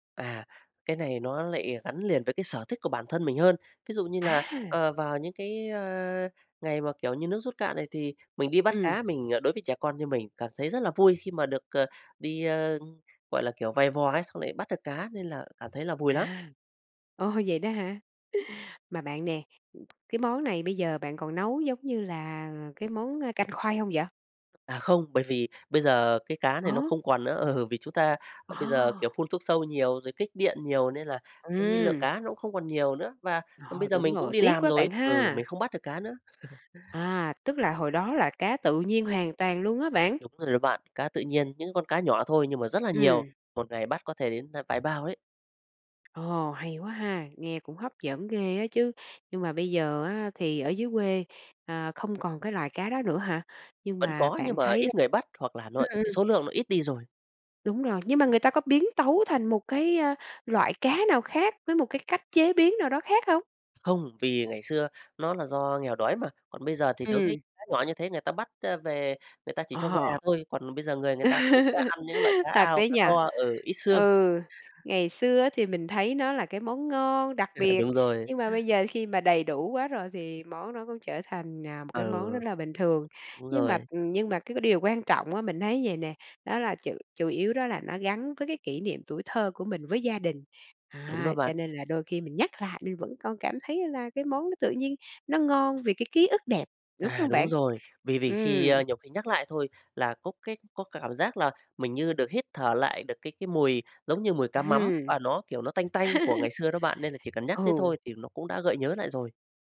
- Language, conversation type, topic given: Vietnamese, podcast, Bạn nhớ kỷ niệm nào gắn liền với một món ăn trong ký ức của mình?
- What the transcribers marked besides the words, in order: tapping; other noise; other background noise; laughing while speaking: "Ừ"; laugh; laugh; laugh; laugh